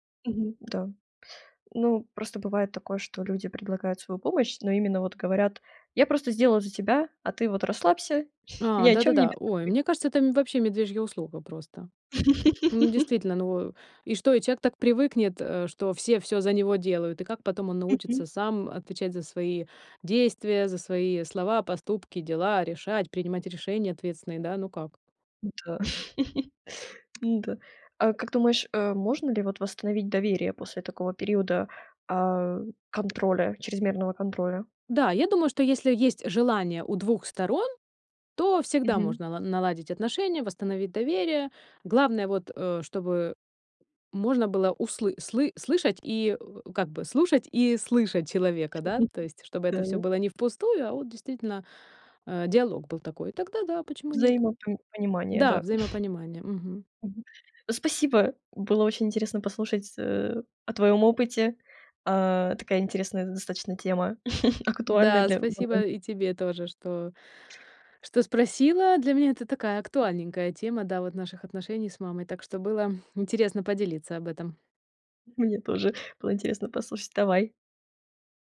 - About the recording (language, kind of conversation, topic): Russian, podcast, Как отличить здоровую помощь от чрезмерной опеки?
- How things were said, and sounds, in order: unintelligible speech; laugh; tapping; chuckle; chuckle; chuckle; chuckle; unintelligible speech; other background noise; other noise